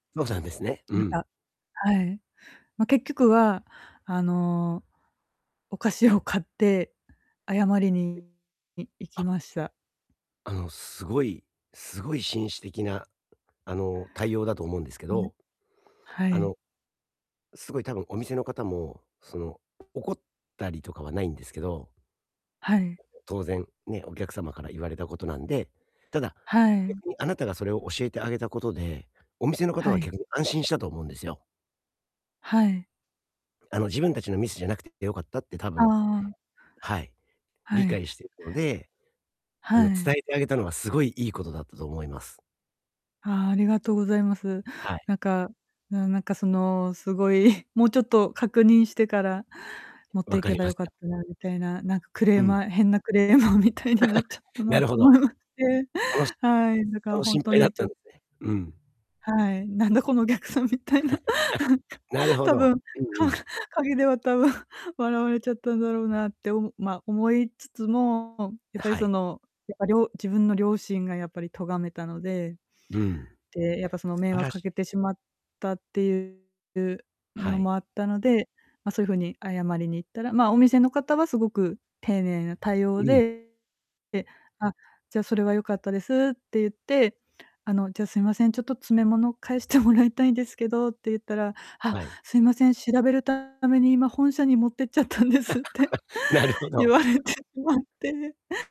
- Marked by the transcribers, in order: distorted speech; other background noise; laughing while speaking: "クレーマーみたいになっちゃったなと思いまて"; laugh; laughing while speaking: "ぎゃくさんみたいな。多分、か 陰では多分"; chuckle; laughing while speaking: "返して"; laugh; laughing while speaking: "ちゃったんですって、言われてしまって"
- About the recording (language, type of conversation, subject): Japanese, advice, 恥ずかしい出来事があったとき、どう対処すればよいですか？